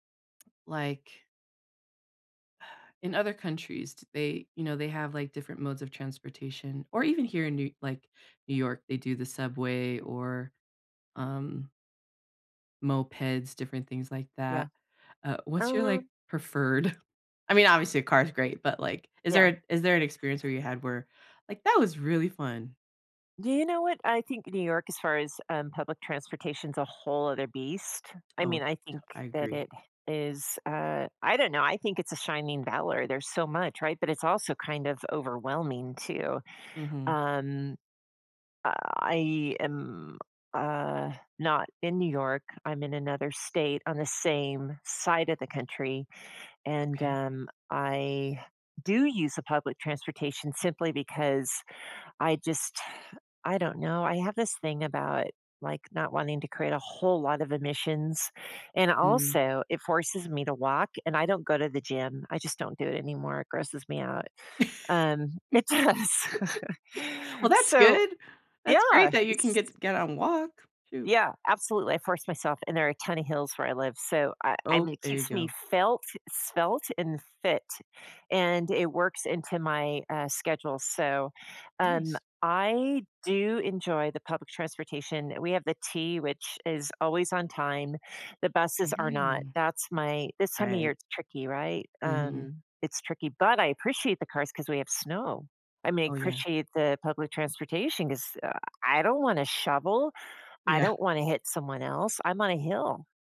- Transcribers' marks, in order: sigh; chuckle; other background noise; tapping; chuckle; laughing while speaking: "does"; laughing while speaking: "Yeah"
- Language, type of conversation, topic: English, unstructured, How can I meet someone amazing while traveling?